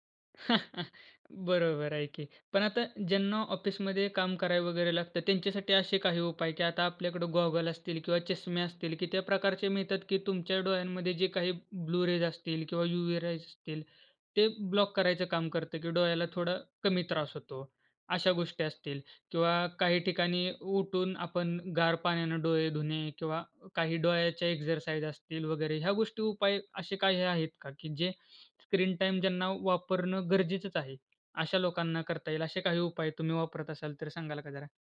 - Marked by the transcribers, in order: chuckle; in English: "ब्लू रेज"; in English: "युवी रेज"; in English: "ब्लॉक"; in English: "एक्सरसाइज"; in English: "स्क्रीन टाईम"
- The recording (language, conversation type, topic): Marathi, podcast, स्क्रीन टाइम कमी करण्यासाठी कोणते सोपे उपाय करता येतील?